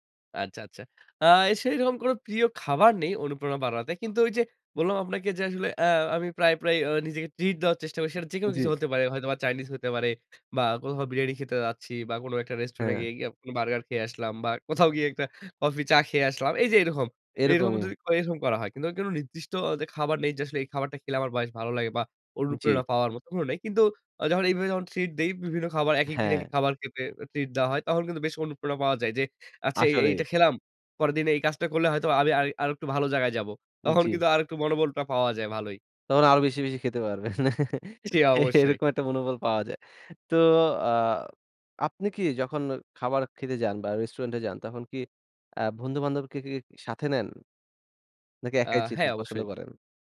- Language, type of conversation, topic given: Bengali, podcast, দীর্ঘ সময় অনুপ্রেরণা ধরে রাখার কৌশল কী?
- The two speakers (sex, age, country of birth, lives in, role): male, 20-24, Bangladesh, Bangladesh, host; male, 25-29, Bangladesh, Bangladesh, guest
- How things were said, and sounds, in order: scoff; "এরকম" said as "এরখম"; "এরকম" said as "এরখম"; "বেশ" said as "বাইস"; laugh; "বন্ধু-বান্ধবকে" said as "ভান্দবকে"